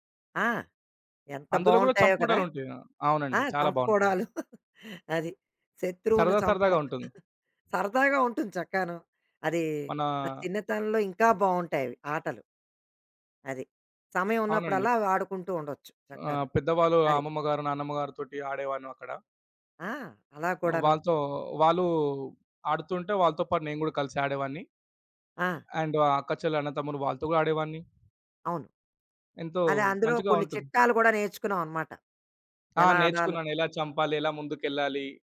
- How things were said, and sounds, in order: laugh; chuckle; other background noise; in English: "అండ్"
- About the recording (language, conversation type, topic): Telugu, podcast, ఆటల ద్వారా సృజనాత్మకత ఎలా పెరుగుతుంది?